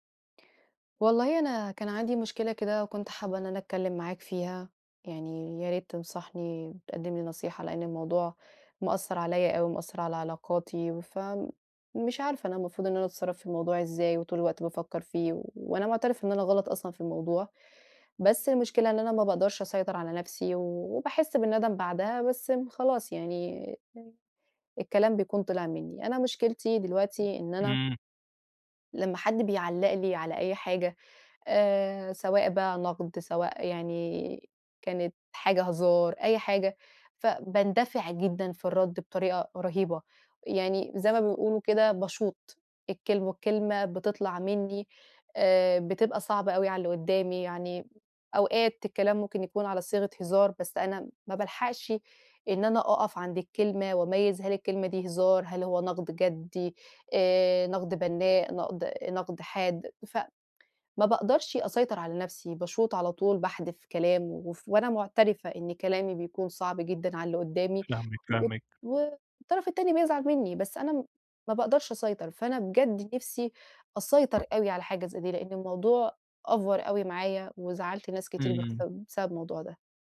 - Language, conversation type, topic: Arabic, advice, إزاي أستقبل النقد من غير ما أبقى دفاعي وأبوّظ علاقتي بالناس؟
- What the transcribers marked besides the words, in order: other background noise; in English: "أفور"; unintelligible speech